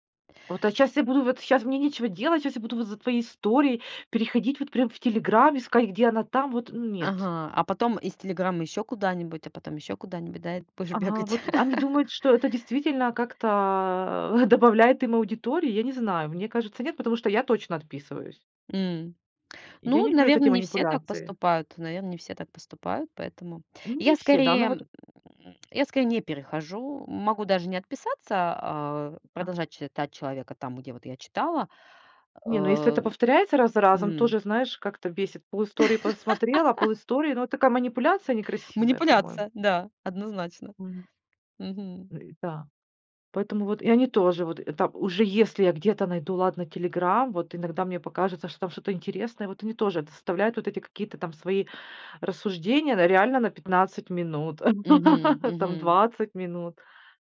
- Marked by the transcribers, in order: laugh; chuckle; grunt; laugh; laugh
- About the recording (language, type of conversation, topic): Russian, podcast, Как вы выбираете между звонком и сообщением?